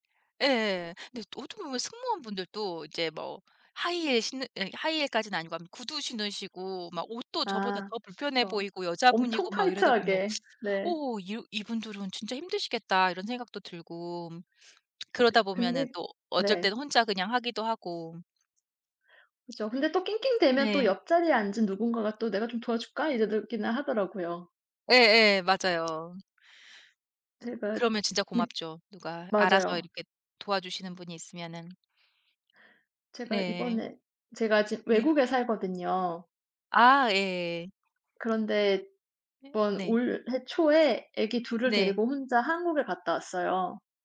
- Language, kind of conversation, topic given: Korean, unstructured, 도움이 필요한 사람을 보면 어떻게 행동하시나요?
- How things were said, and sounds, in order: other background noise; "이러기는" said as "이저러기는"; tapping